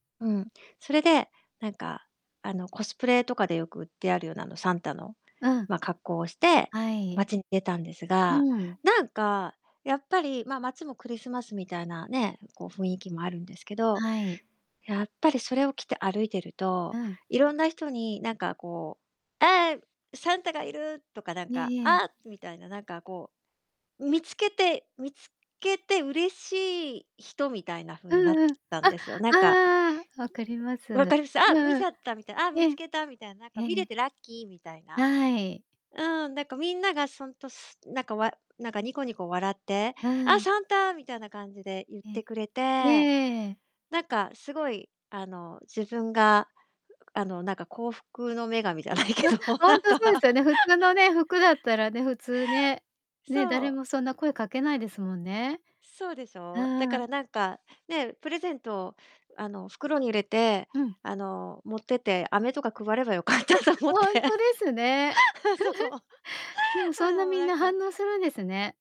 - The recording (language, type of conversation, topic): Japanese, podcast, 服を着替えたことで気持ちが変わった経験はありますか?
- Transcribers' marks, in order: distorted speech; laughing while speaking: "幸福の女神じゃないけど、なんか"; laugh; laughing while speaking: "配ればよかったと思って。あ、そう"; laugh